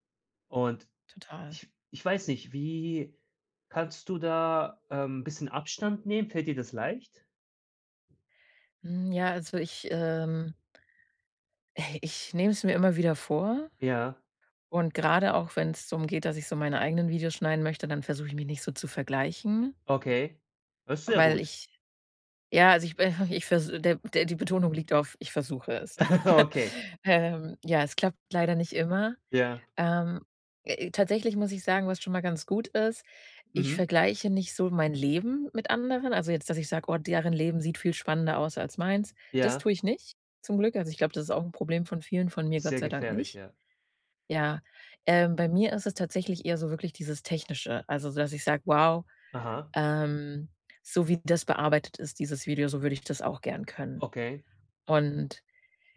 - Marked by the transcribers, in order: laugh
- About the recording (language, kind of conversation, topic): German, advice, Wie kann ich eine Routine für kreatives Arbeiten entwickeln, wenn ich regelmäßig kreativ sein möchte?